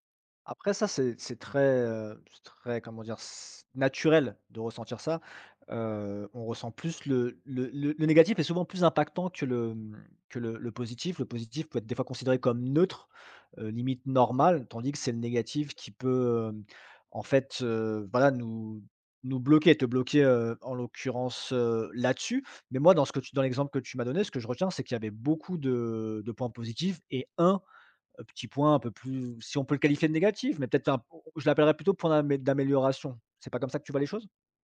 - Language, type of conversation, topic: French, advice, Comment mon perfectionnisme m’empêche-t-il d’avancer et de livrer mes projets ?
- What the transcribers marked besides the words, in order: stressed: "naturel"; stressed: "un"